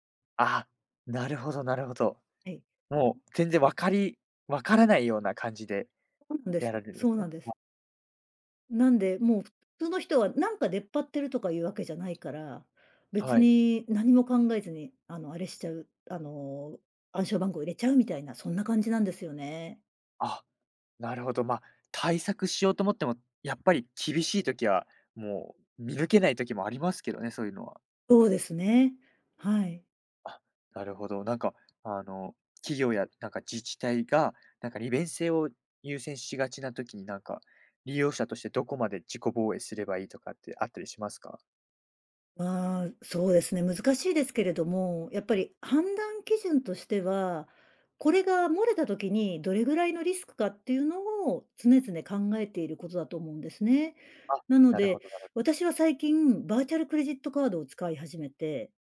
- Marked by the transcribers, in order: tapping
- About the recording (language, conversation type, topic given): Japanese, podcast, プライバシーと利便性は、どのように折り合いをつければよいですか？